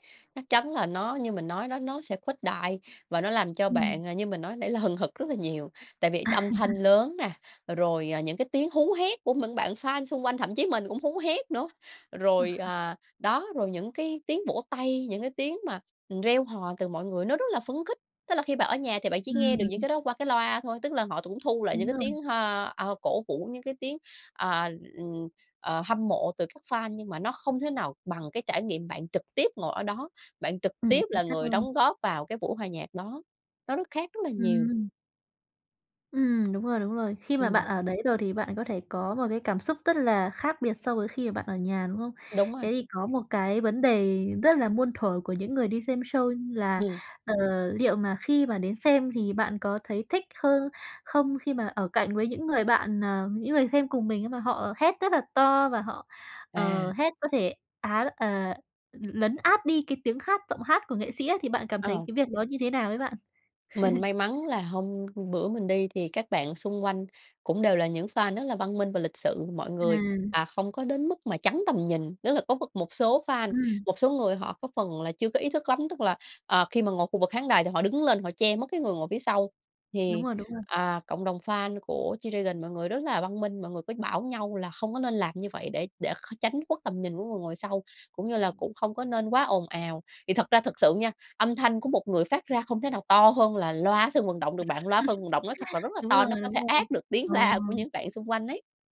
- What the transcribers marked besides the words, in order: chuckle; "những" said as "mững"; chuckle; tapping; "cũng" said as "tũng"; other background noise; chuckle; laugh; laughing while speaking: "la"
- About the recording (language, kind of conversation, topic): Vietnamese, podcast, Điều gì khiến bạn mê nhất khi xem một chương trình biểu diễn trực tiếp?